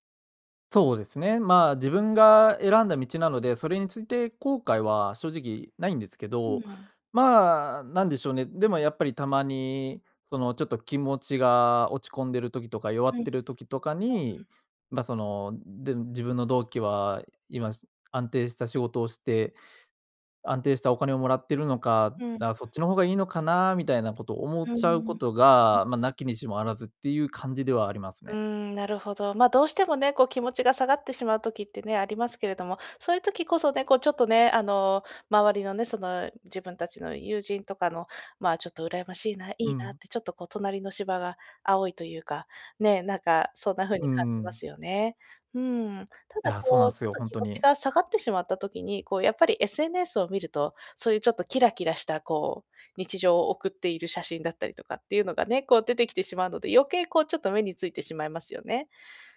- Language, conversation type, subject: Japanese, advice, 友人への嫉妬に悩んでいる
- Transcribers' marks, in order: unintelligible speech